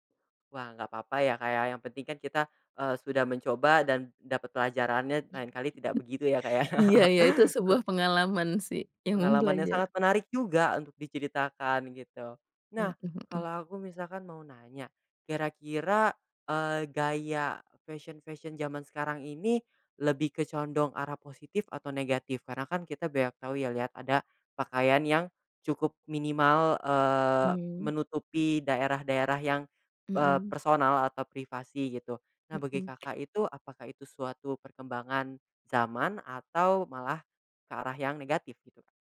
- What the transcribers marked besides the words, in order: other noise; chuckle; other background noise
- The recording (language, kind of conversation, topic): Indonesian, podcast, Bagaimana kamu mendeskripsikan gaya berpakaianmu saat ini?